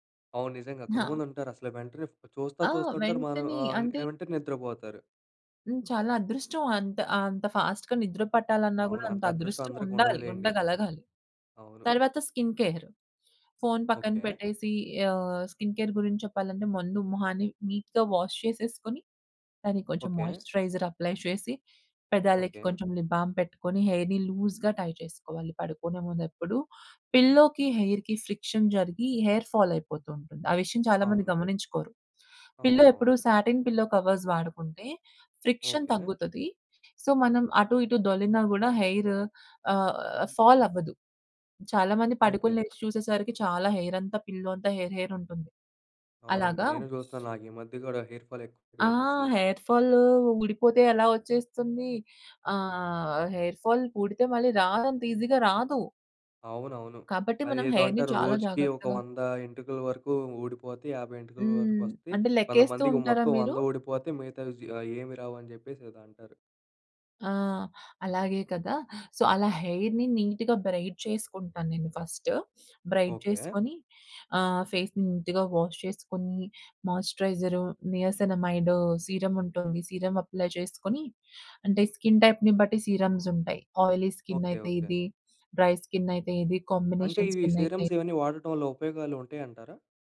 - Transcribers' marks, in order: in English: "ఫాస్ట్‌గా"; other background noise; in English: "స్కిన్ కేర్"; in English: "స్కిన్ కేర్"; in English: "నీట్‌గా వాష్"; in English: "మాయిశ్చరైజర్ అప్లై"; in English: "లిప్ బామ్"; in English: "హెయిర్‌ని లూజ్‌గా టై"; in English: "పిల్లోకి, హెయిర్‌కి ఫ్రిక్షన్"; in English: "హెయిర్ ఫాల్"; in English: "పిల్లో"; in English: "సాటిన్ పిల్లో కవర్స్"; in English: "ఫ్రిక్షన్"; in English: "సో"; in English: "ఫాల్"; tapping; in English: "హెయిర్"; in English: "పిల్లో"; in English: "హెయిర్, హెయిర్"; in English: "హెయిర్ ఫాల్"; in English: "హెయిర్"; in English: "హెయిర్ ఫాల్"; in English: "ఈజీగా"; in English: "హెయిర్‌ని"; in English: "సో"; in English: "హెయిర్‌ని నీట్‌గా బ్రైడ్"; in English: "బ్రైడ్"; in English: "ఫేస్‌ని నీట్‌గా వాష్"; in English: "సీరమ్ అప్లై"; in English: "స్కిన్ టైప్‌ని"; in English: "ఆయిలీ"; in English: "డ్రై"; in English: "కాంబినేషన్"; in English: "సీరమ్స్"
- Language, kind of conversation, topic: Telugu, podcast, రాత్రి నిద్రకు వెళ్లే ముందు మీ దినచర్య ఎలా ఉంటుంది?